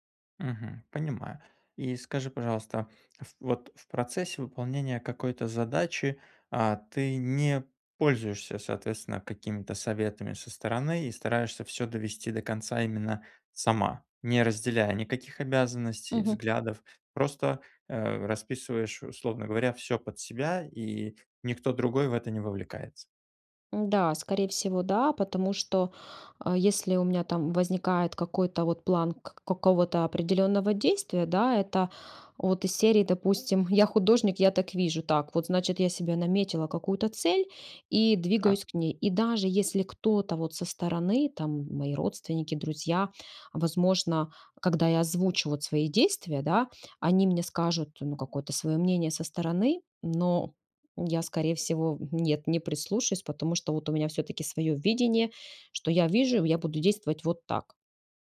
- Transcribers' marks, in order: none
- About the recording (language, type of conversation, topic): Russian, advice, Как научиться принимать ошибки как часть прогресса и продолжать двигаться вперёд?
- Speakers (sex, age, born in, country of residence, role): female, 35-39, Ukraine, Spain, user; male, 30-34, Belarus, Poland, advisor